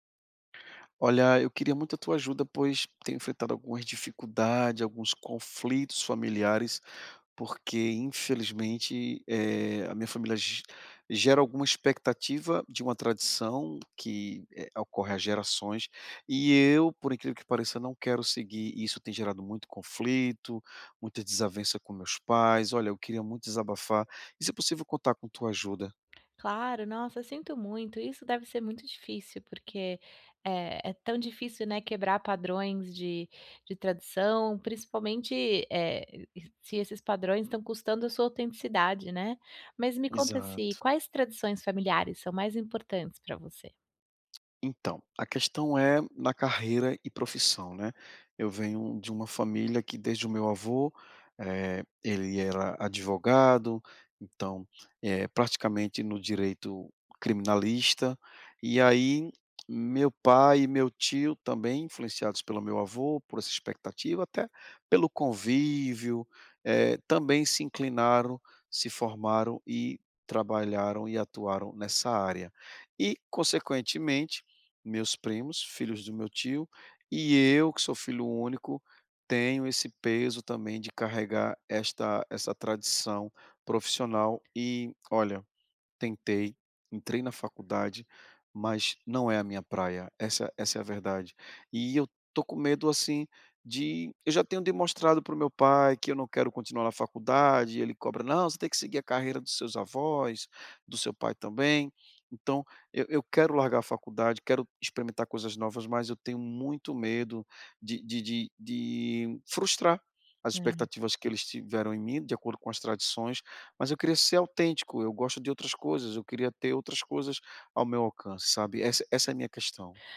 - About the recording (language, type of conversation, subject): Portuguese, advice, Como posso respeitar as tradições familiares sem perder a minha autenticidade?
- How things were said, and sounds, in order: tapping